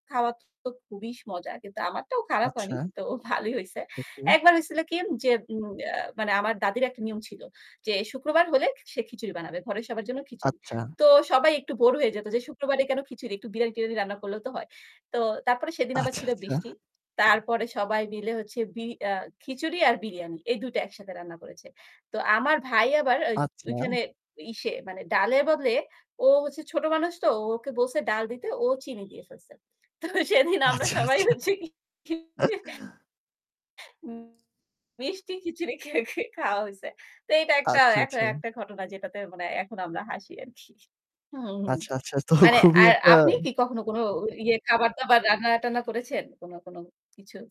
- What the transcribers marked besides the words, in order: other background noise; static; laughing while speaking: "তো ভালোই হইছে"; "আচ্ছা" said as "আচ্চা"; laughing while speaking: "আচ্ছা, আচ্ছা"; tapping; laughing while speaking: "আচ্ছা, আচ্ছা"; chuckle; laughing while speaking: "তো সেদিন আমরা সবাই হচ্ছে কি মিষ্টি খিচুড়ি খে খে খাওয়া হয়েছে"; distorted speech; horn; laughing while speaking: "আরকি"; laughing while speaking: "তো খুবই একটা"
- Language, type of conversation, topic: Bengali, unstructured, আপনার বাড়িতে সবচেয়ে জনপ্রিয় খাবার কোনটি?